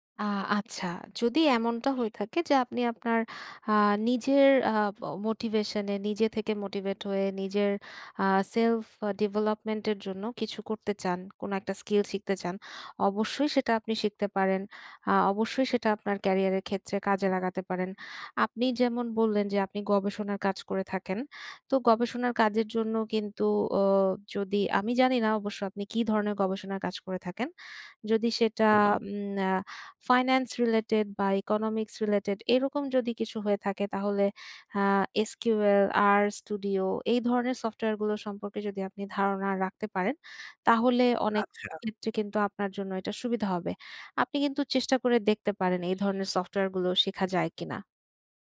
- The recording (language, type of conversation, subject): Bengali, advice, আমি কীভাবে দীর্ঘদিনের স্বস্তির গণ্ডি ছেড়ে উন্নতি করতে পারি?
- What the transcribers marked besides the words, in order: horn; other background noise